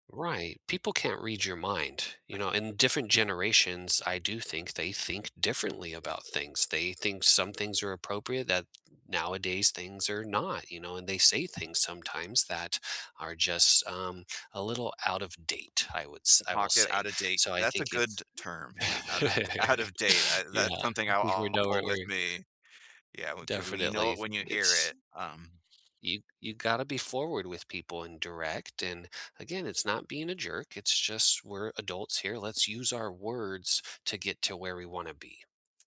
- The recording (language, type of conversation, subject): English, unstructured, Is it okay if I keep secrets from my partner?
- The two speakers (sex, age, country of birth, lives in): male, 40-44, Canada, United States; male, 40-44, United States, United States
- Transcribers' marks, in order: scoff; chuckle; chuckle; laughing while speaking: "out of"; other background noise; tapping